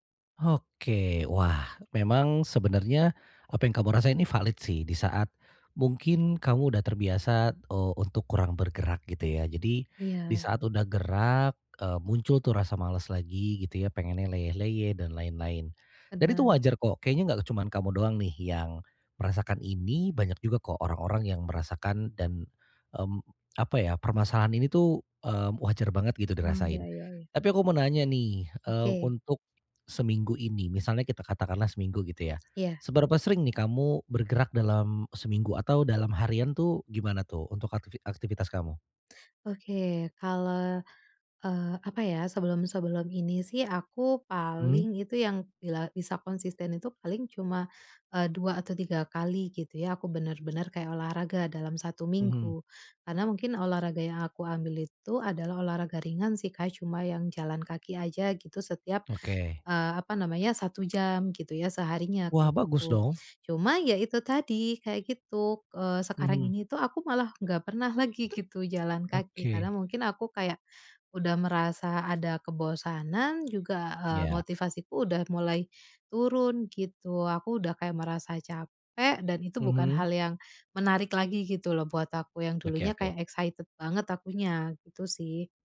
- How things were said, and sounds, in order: in English: "excited"
- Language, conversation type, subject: Indonesian, advice, Bagaimana cara tetap termotivasi untuk lebih sering bergerak setiap hari?